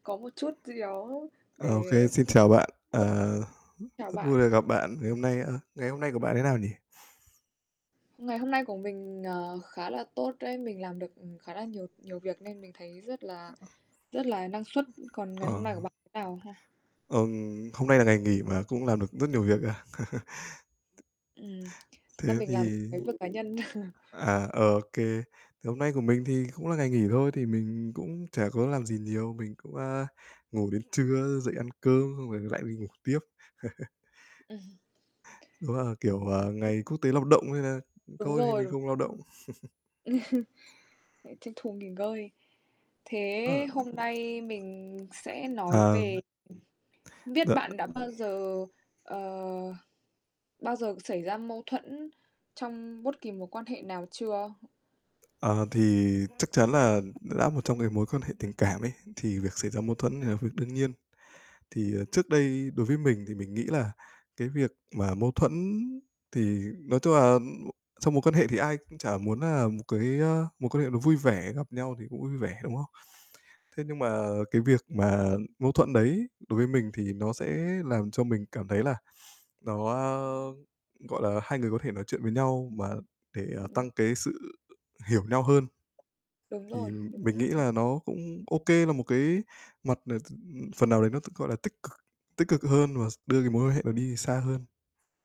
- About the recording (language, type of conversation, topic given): Vietnamese, unstructured, Làm sao để giải quyết mâu thuẫn trong tình cảm một cách hiệu quả?
- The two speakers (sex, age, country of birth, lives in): female, 20-24, Vietnam, United States; male, 25-29, Vietnam, Vietnam
- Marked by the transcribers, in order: static; distorted speech; unintelligible speech; other background noise; chuckle; chuckle; chuckle; chuckle; other noise; background speech; tapping